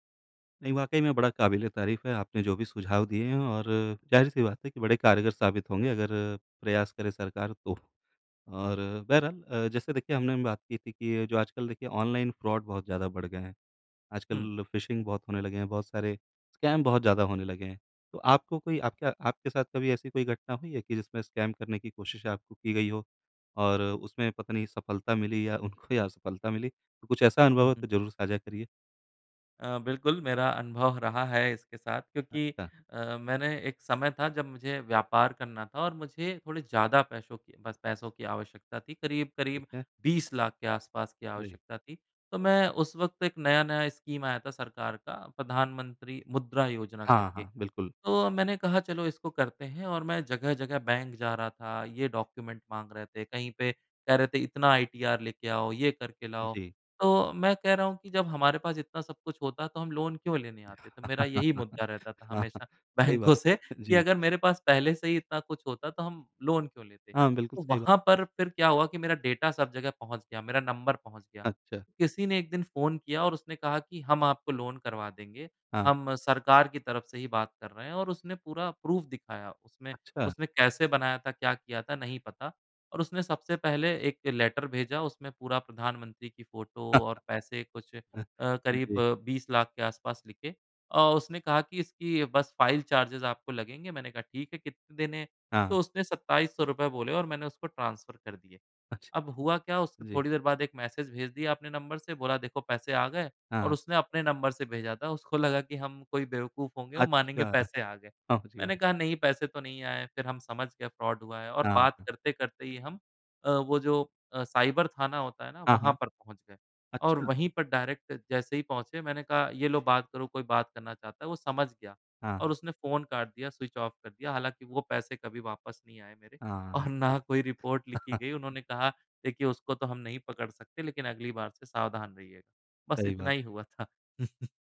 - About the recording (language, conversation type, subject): Hindi, podcast, पासवर्ड और ऑनलाइन सुरक्षा के लिए आपकी आदतें क्या हैं?
- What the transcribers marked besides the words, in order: tapping; in English: "ऑनलाइन फ़्रॉड"; in English: "फिशिंग"; in English: "स्कैम"; in English: "स्कैम"; in English: "स्कीम"; in English: "डॉक्यूमेंट"; in English: "लोन"; laugh; laughing while speaking: "बैंकों से"; in English: "लोन"; in English: "डेटा"; in English: "लोन"; in English: "प्रूफ़"; in English: "लेटर"; chuckle; in English: "फ़ाइल चार्जेज़"; in English: "ट्रांसफ़र"; in English: "मैसेज"; laughing while speaking: "हाँ जी, हाँ"; in English: "फ़्रॉड"; in English: "डायरेक्ट"; in English: "स्विच ऑफ़"; laughing while speaking: "और ना"; chuckle; chuckle